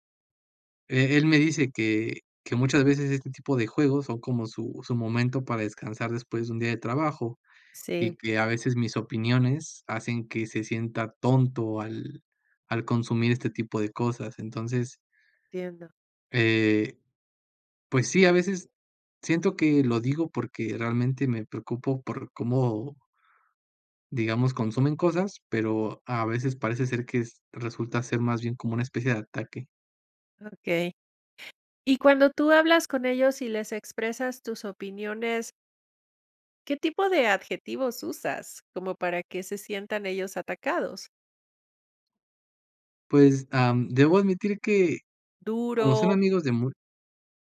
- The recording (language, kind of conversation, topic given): Spanish, advice, ¿Cómo te sientes cuando temes compartir opiniones auténticas por miedo al rechazo social?
- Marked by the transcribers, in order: other background noise